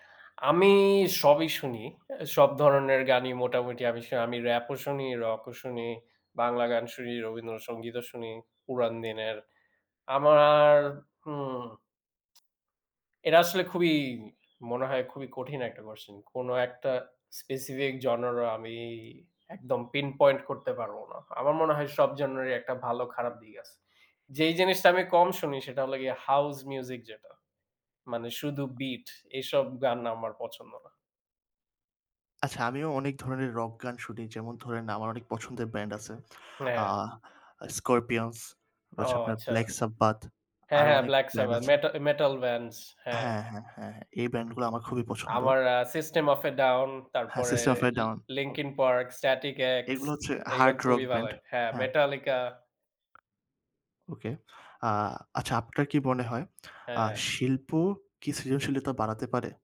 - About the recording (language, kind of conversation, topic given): Bengali, unstructured, আপনি কি সব ধরনের শিল্পকর্ম তৈরি করতে চান, নাকি সব ধরনের খেলায় জিততে চান?
- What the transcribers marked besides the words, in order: other background noise; in English: "specific"; bird; in English: "pinpoint"; horn